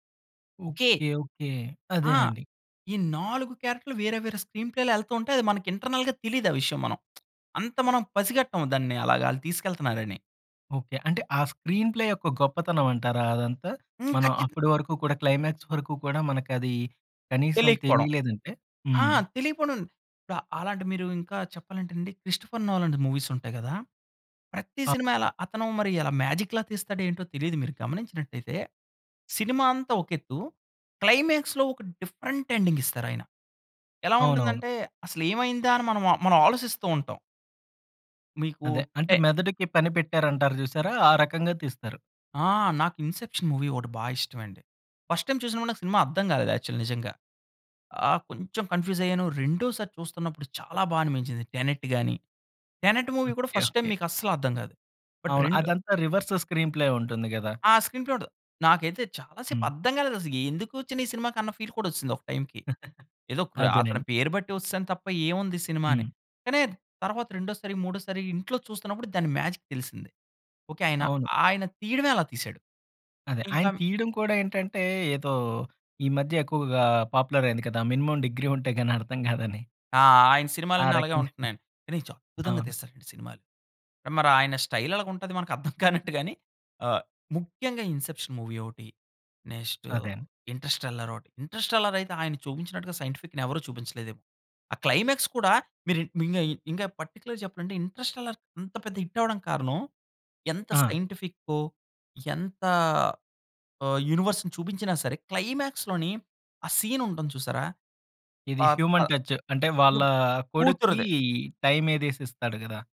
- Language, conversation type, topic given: Telugu, podcast, సినిమా ముగింపు బాగుంటే ప్రేక్షకులపై సినిమా మొత్తం ప్రభావం ఎలా మారుతుంది?
- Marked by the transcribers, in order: in English: "క్యారెక్టర్‌లు"; in English: "స్క్రీన్ ప్లేలో"; in English: "ఇంటర్నల్‌గా"; lip smack; in English: "స్క్రీన్ ప్లే"; in English: "క్లైమాక్స్"; other noise; in English: "మ్యాజిక్‌లా"; in English: "క్లైమాక్స్‌లో"; in English: "డిఫరెంట్ ఎండింగ్"; in English: "మూవీ"; in English: "ఫస్ట్ టైమ్"; in English: "యాక్చువల్"; in English: "కన్ఫ్యూజ్"; in English: "మూవీ"; in English: "ఫస్ట్ టైమ్"; in English: "బట్"; in English: "రెవర్స్ స్క్రీన్ ప్లే"; in English: "స్క్రీన్ ప్లే"; in English: "ఫీల్"; chuckle; in English: "మ్యాజిక్"; in English: "పాపులర్"; in English: "మినిమమ్ డిగ్రీ"; chuckle; in English: "స్టైల్"; laughing while speaking: "మనకర్థం కానట్టు గాని"; in English: "మూవీ"; in English: "నెక్స్ట్"; in English: "సైంటిఫిక్‌ని"; in English: "క్లైమాక్స్"; in English: "పార్టిక్యులర్‌గా"; in English: "సైంటిఫికొ"; in English: "యూనివర్స్‌ని"; in English: "క్లైమాక్స్‌లోని"; stressed: "క్లైమాక్స్‌లోని"; in English: "సీన్"; in English: "హ్యూమన్ టచ్"